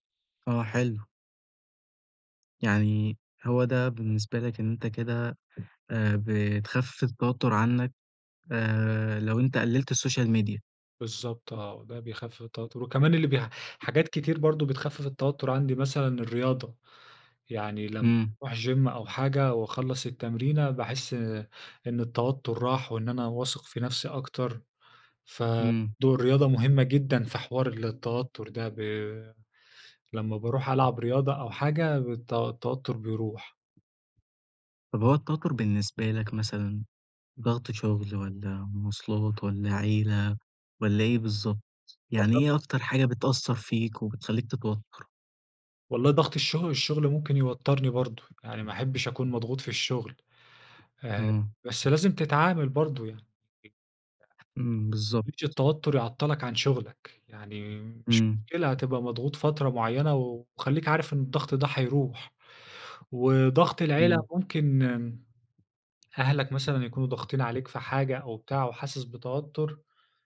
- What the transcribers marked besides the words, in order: other background noise; in English: "الsocial media"; tapping; in English: "gym"; unintelligible speech; unintelligible speech
- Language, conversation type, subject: Arabic, podcast, إزاي بتتعامل مع التوتر اليومي؟
- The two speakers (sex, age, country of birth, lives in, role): male, 20-24, Egypt, Egypt, host; male, 25-29, Egypt, Egypt, guest